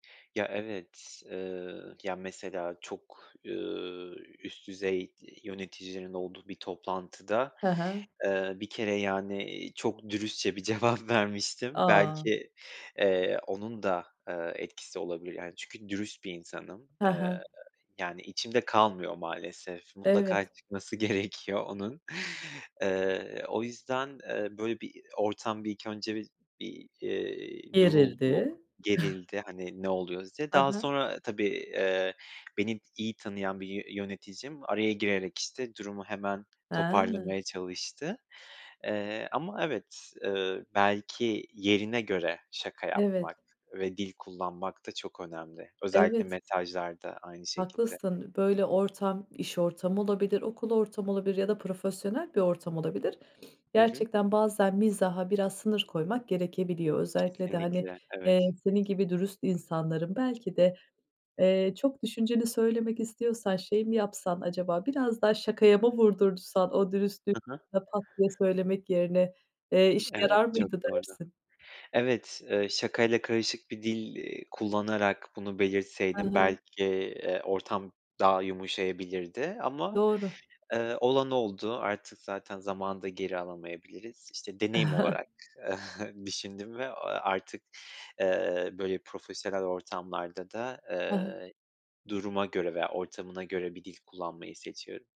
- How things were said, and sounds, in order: laughing while speaking: "cevap vermiştim"; laughing while speaking: "gerekiyor"; chuckle; other background noise; sniff; chuckle; scoff
- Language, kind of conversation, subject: Turkish, podcast, Kısa mesajlarda mizahı nasıl kullanırsın, ne zaman kaçınırsın?